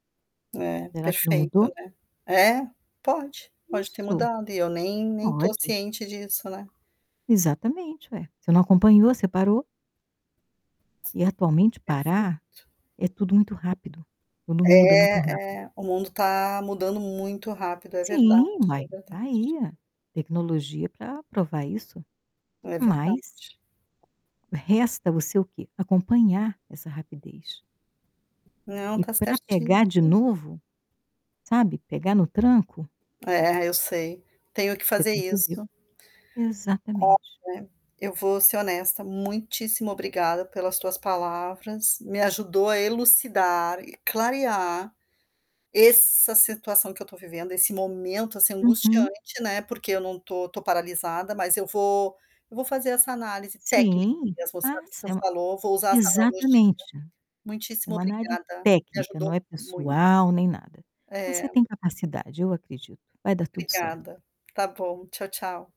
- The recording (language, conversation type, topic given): Portuguese, advice, Como o medo de fracassar está paralisando seu avanço em direção ao seu objetivo?
- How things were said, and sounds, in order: static; other background noise; distorted speech; tapping